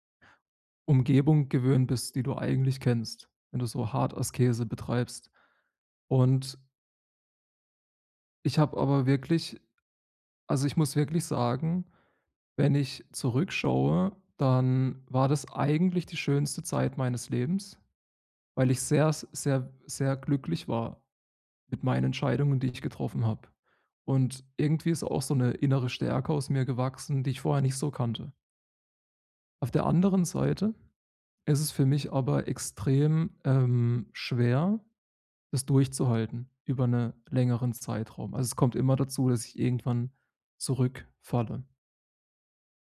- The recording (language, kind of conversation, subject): German, advice, Wie kann ich alte Muster loslassen und ein neues Ich entwickeln?
- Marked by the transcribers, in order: none